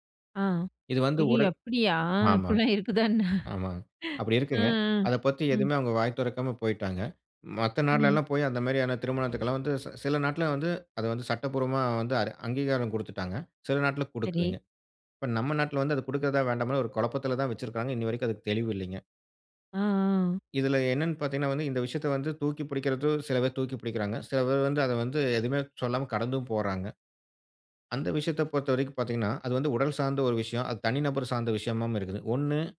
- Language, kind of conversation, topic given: Tamil, podcast, பிரதிநிதித்துவம் ஊடகங்களில் சரியாக காணப்படுகிறதா?
- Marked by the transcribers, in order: surprised: "ஆ. ஐயயோ! அப்படியா? இப்படிலாம் இருக்குதா என்ன?"; laughing while speaking: "இப்படிலாம் இருக்குதா என்ன?"